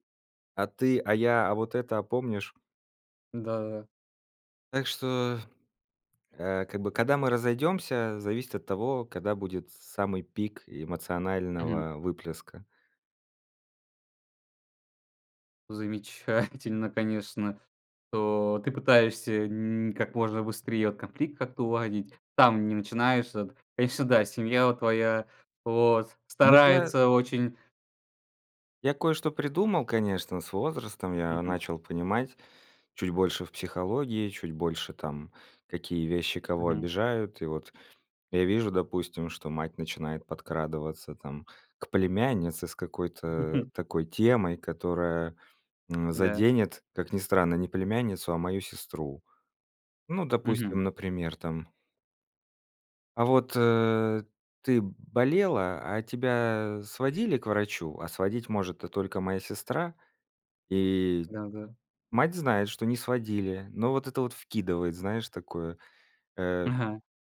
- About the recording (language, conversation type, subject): Russian, podcast, Как обычно проходят разговоры за большим семейным столом у вас?
- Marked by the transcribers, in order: laughing while speaking: "Замечательно"; laugh